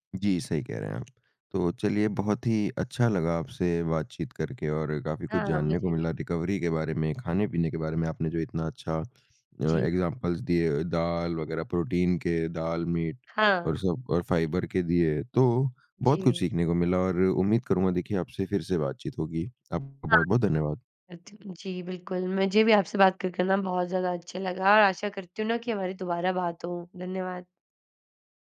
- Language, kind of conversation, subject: Hindi, podcast, रिकवरी के दौरान खाने-पीने में आप क्या बदलाव करते हैं?
- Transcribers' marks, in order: tapping; in English: "रिकवरी"; in English: "एक्ज़ाम्पलस"